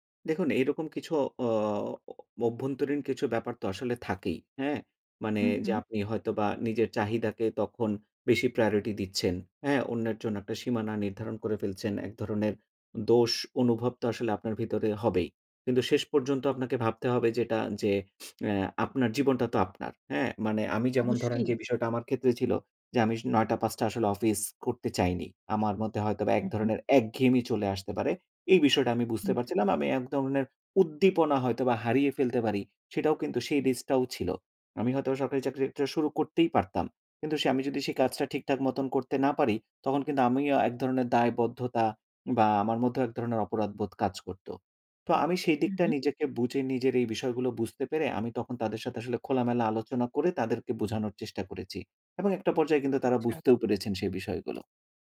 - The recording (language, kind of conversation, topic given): Bengali, podcast, আপনি কীভাবে নিজের সীমা শনাক্ত করেন এবং সেই সীমা মেনে চলেন?
- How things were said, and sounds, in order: inhale; "ধরনের" said as "ধমনের"; tapping